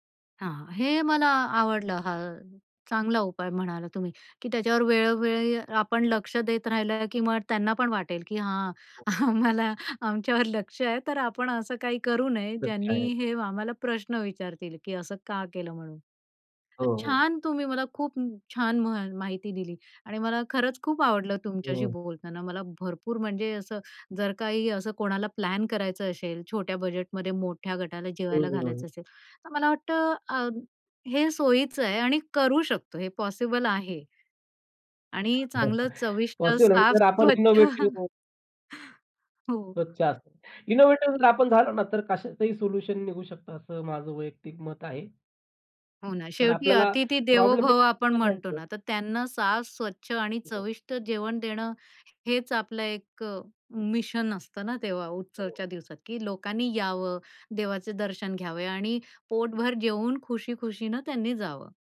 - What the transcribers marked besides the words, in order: other background noise; laughing while speaking: "आम्हाला आमच्यावर लक्ष आहे"; chuckle; in English: "इनोव्हेटिव्ह"; laughing while speaking: "स्वच्छ"; chuckle; in English: "इनोव्हेटिव्ह"; unintelligible speech; unintelligible speech; in English: "मिशन"; unintelligible speech
- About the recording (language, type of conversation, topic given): Marathi, podcast, बजेटमध्ये मोठ्या गटाला कसे खायला घालाल?